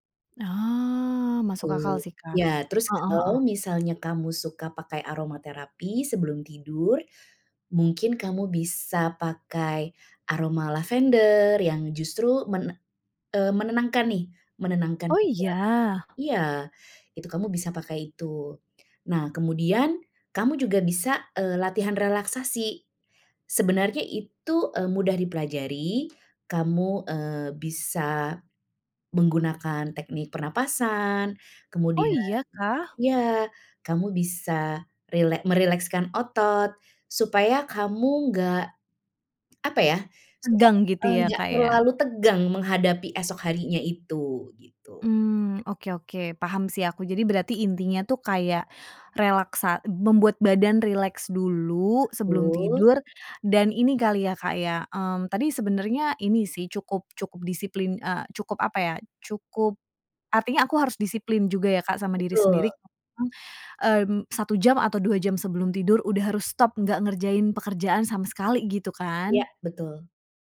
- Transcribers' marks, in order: drawn out: "Oh"; tapping
- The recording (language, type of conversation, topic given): Indonesian, advice, Bagaimana kekhawatiran yang terus muncul membuat Anda sulit tidur?